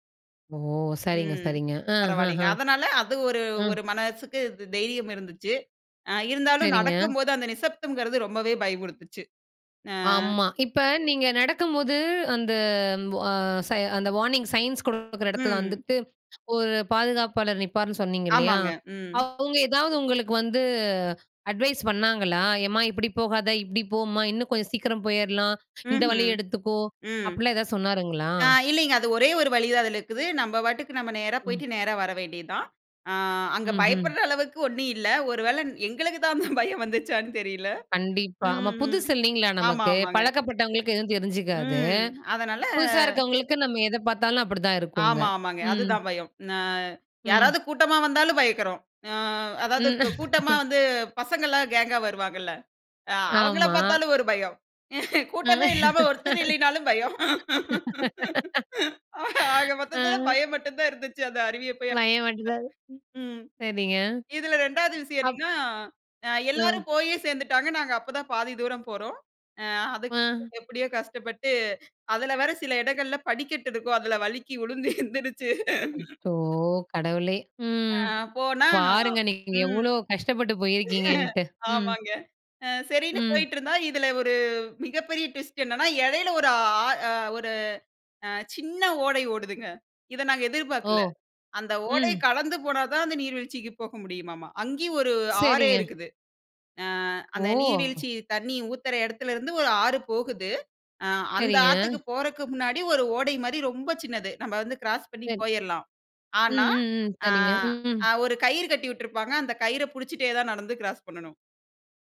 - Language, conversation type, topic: Tamil, podcast, மீண்டும் செல்ல விரும்பும் இயற்கை இடம் எது, ஏன் அதை மீண்டும் பார்க்க விரும்புகிறீர்கள்?
- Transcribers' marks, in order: in English: "வார்னிங் சயின்ஸ்"; laughing while speaking: "அந்த பயம் வந்துச்சான்னு தெரியல"; drawn out: "அதனால"; drawn out: "நான்"; "பயப்படுறோம்" said as "பயக்குறோம்"; laugh; laughing while speaking: "கூட்டமே இல்லாமல் ஒருத்தர் இல்லைனாலும் பயம் … அந்த அருவியை அப்பயும்"; laugh; unintelligible speech; unintelligible speech; laughing while speaking: "அதில வழுக்கி விழுந்து எந்திருச்சு"; sad: "அச்சோ! கடவுளே, ம். பாருங்க நீங்க எவ்வளோ கஷ்டப்பட்டு போயிருக்கீங்கன்ட்டு. ம்"; laughing while speaking: "ஆமாங்க"; "கடந்து" said as "கலந்து"